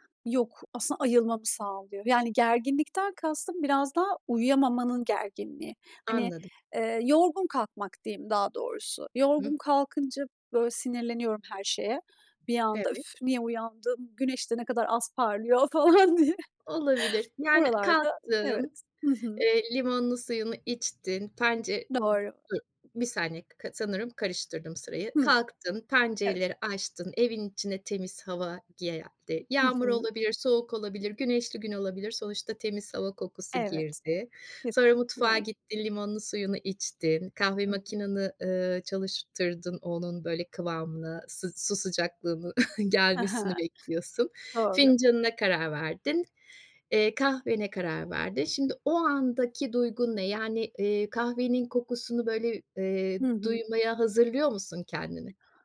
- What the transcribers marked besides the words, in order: tapping; laughing while speaking: "falan diye"; chuckle; other background noise
- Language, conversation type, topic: Turkish, podcast, Sabah kahve ya da çay içme ritüelin nasıl olur ve senin için neden önemlidir?